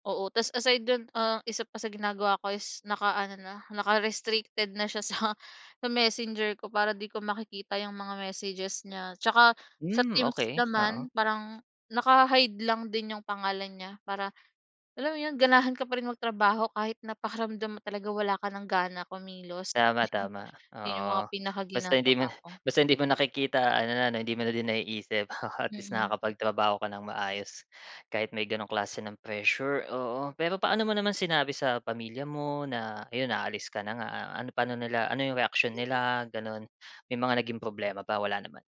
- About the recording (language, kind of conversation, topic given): Filipino, podcast, Ano ang mga palatandaan na panahon nang umalis o manatili sa trabaho?
- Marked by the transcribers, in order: in English: "aside"; laughing while speaking: "sa"; chuckle; chuckle; in English: "pressure"; other background noise